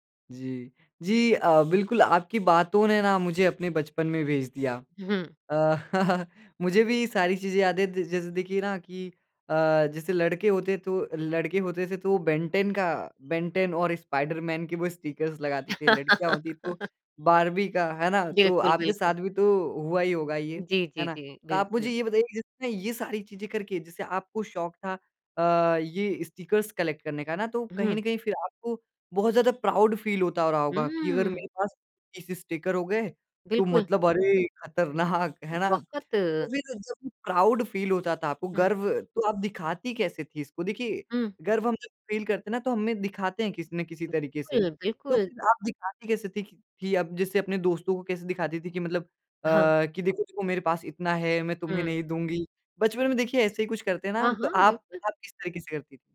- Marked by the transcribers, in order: chuckle; in English: "स्टिकर्स"; laugh; in English: "स्टिकर्स कलेक्ट"; in English: "प्राउड फ़ील"; in English: "प्राउड फ़ील"; in English: "फ़ील"
- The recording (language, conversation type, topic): Hindi, podcast, बचपन में आपको किस तरह के संग्रह पर सबसे ज़्यादा गर्व होता था?